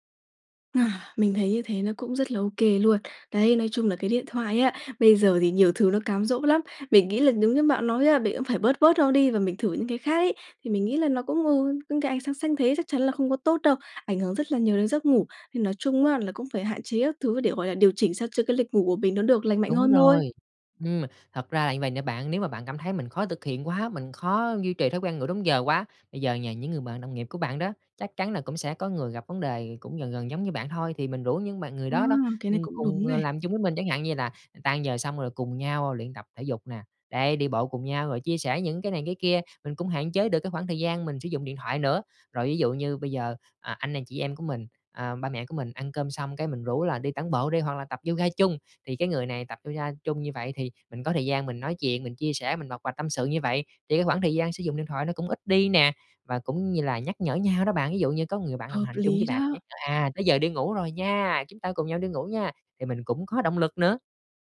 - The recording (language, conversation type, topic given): Vietnamese, advice, Vì sao tôi không thể duy trì thói quen ngủ đúng giờ?
- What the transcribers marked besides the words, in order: none